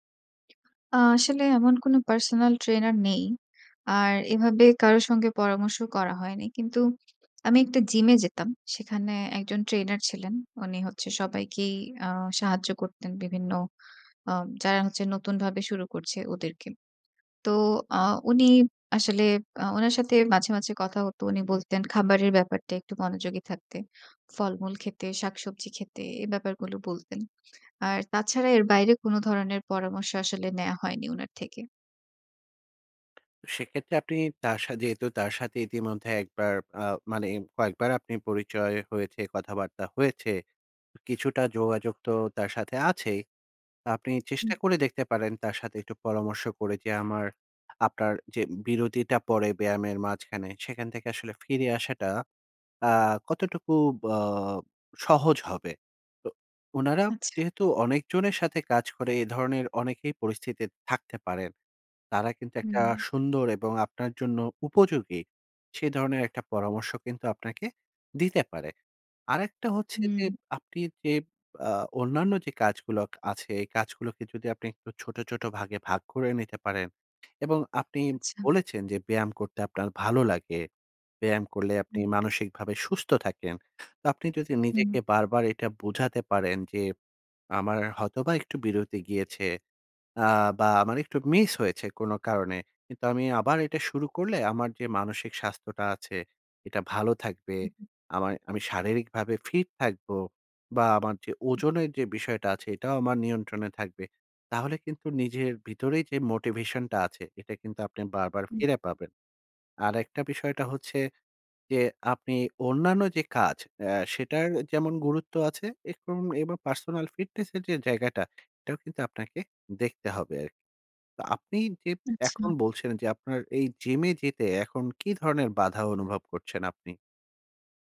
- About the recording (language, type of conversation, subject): Bengali, advice, ব্যায়াম মিস করলে কি আপনার অপরাধবোধ বা লজ্জা অনুভূত হয়?
- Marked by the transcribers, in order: tapping